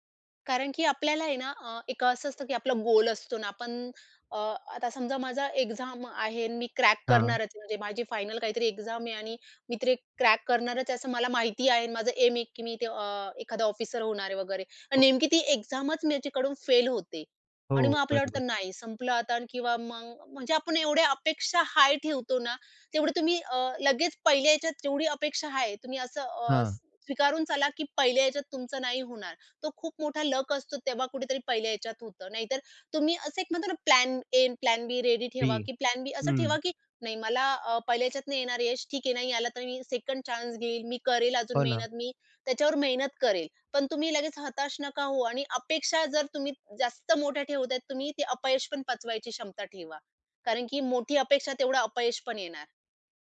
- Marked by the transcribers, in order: in English: "एक्झाम"; in English: "एक्झाम"; in English: "एम"; other noise; in English: "एक्झामच"; tapping; in English: "प्लॅन ए, अन प्लॅन बी रेडी"; in English: "प्लॅन बी"
- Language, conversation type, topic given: Marathi, podcast, अपयशानंतर पुन्हा प्रयत्न करायला कसं वाटतं?